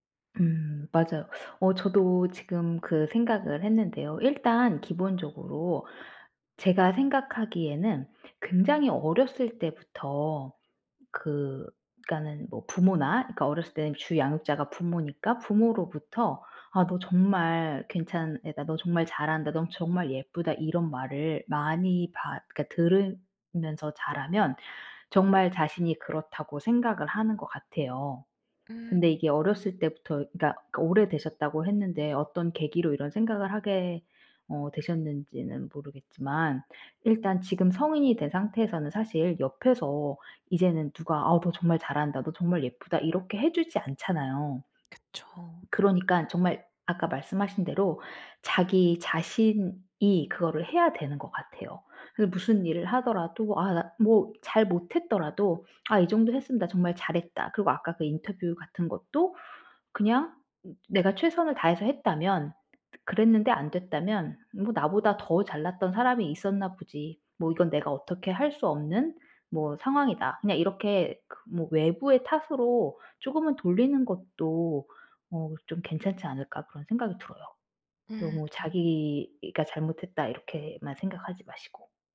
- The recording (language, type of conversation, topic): Korean, advice, 자꾸 스스로를 깎아내리는 생각이 습관처럼 떠오를 때 어떻게 해야 하나요?
- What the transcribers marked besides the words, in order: tapping; other background noise